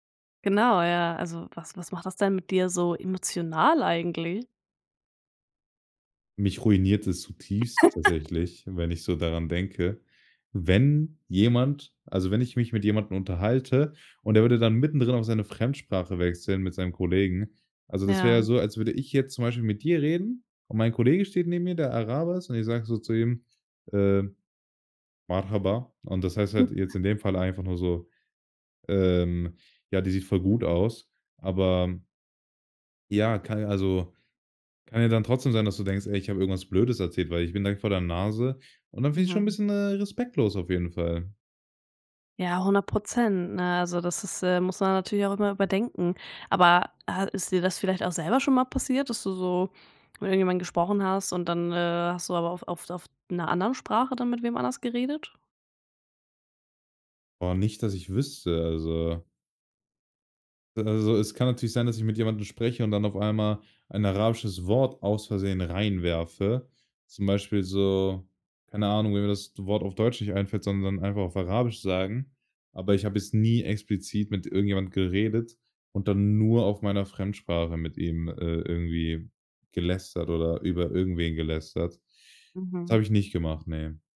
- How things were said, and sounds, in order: giggle; other background noise; in Arabic: "Merhaba"; other noise; stressed: "nie"; stressed: "nur"
- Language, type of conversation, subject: German, podcast, Wie gehst du mit dem Sprachwechsel in deiner Familie um?